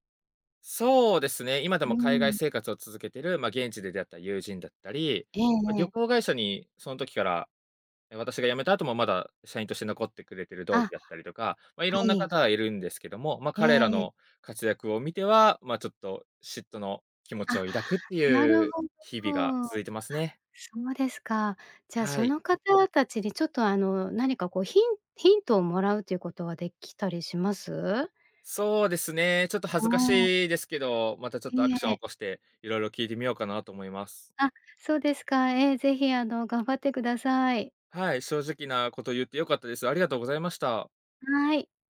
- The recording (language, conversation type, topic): Japanese, advice, 自分を責めてしまい前に進めないとき、どうすればよいですか？
- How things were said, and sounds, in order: none